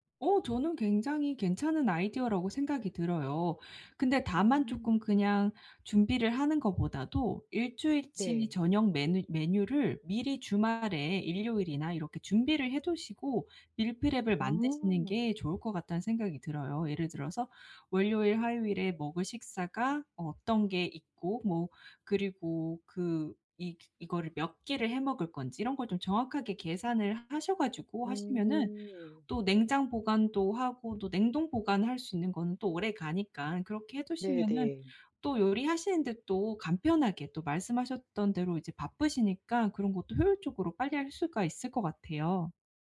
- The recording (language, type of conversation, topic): Korean, advice, 요리에 자신감을 키우려면 어떤 작은 습관부터 시작하면 좋을까요?
- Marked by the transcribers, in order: in English: "밀프렙을"